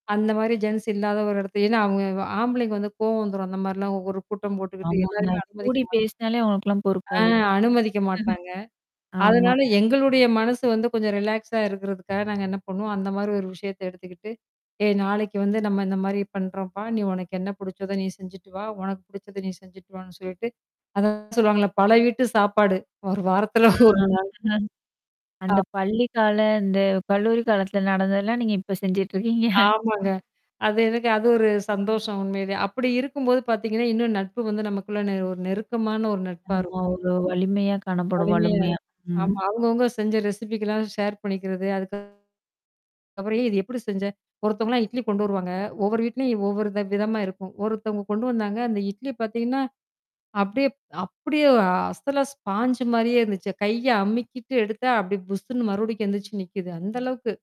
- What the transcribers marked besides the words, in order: static; chuckle; distorted speech; unintelligible speech; chuckle; chuckle
- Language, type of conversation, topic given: Tamil, podcast, புதிய நகரத்தில் சுலபமாக நண்பர்களை எப்படி உருவாக்கிக்கொள்வது?